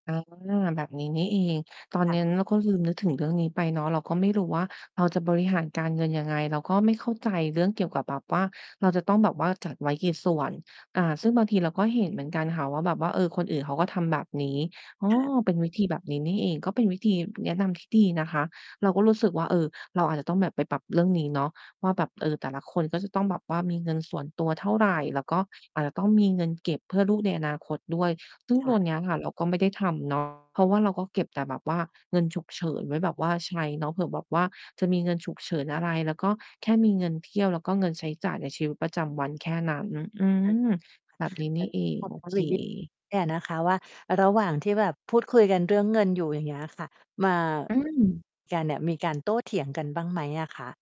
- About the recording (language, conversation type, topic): Thai, advice, ทำไมการคุยเรื่องเงินกับคู่ของคุณถึงทำให้ตึงเครียด และอยากให้การคุยจบลงแบบไหน?
- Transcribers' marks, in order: distorted speech; tapping; mechanical hum; other background noise; other noise; static